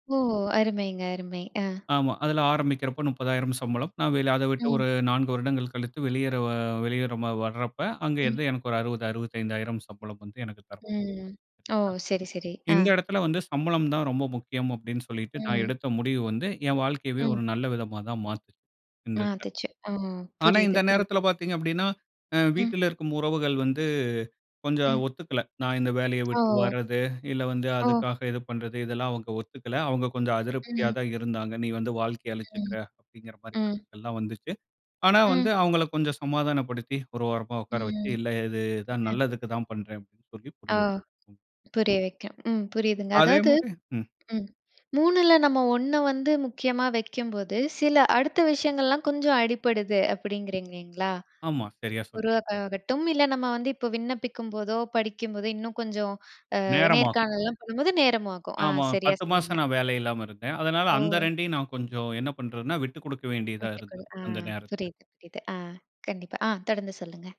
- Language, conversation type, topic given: Tamil, podcast, சம்பளம், நேரம் அல்லது உறவு—நீங்கள் எதற்கு முதலுரிமை தருகிறீர்கள், ஏன்?
- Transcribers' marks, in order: other background noise; tapping